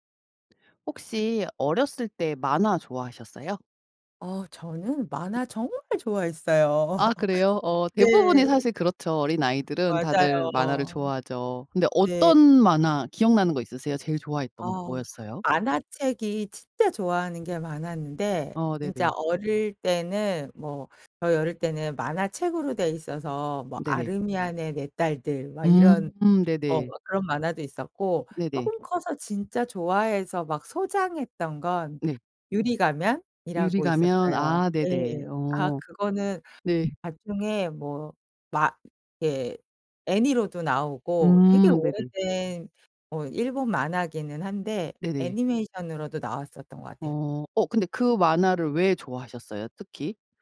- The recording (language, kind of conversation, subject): Korean, podcast, 어렸을 때 가장 빠져 있던 만화는 무엇이었나요?
- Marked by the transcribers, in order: tapping; laugh; other background noise